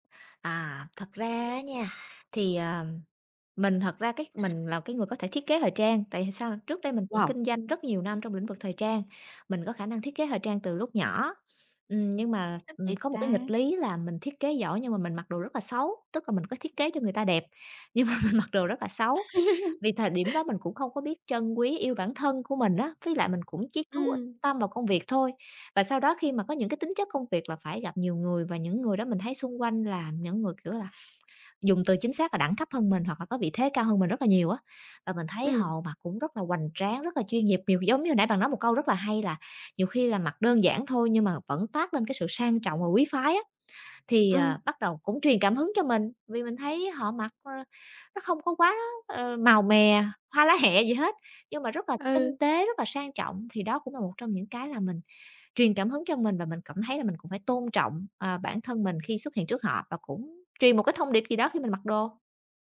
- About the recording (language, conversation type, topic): Vietnamese, podcast, Phong cách ăn mặc có giúp bạn kể câu chuyện về bản thân không?
- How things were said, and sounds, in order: other background noise; tapping; laughing while speaking: "mà"; chuckle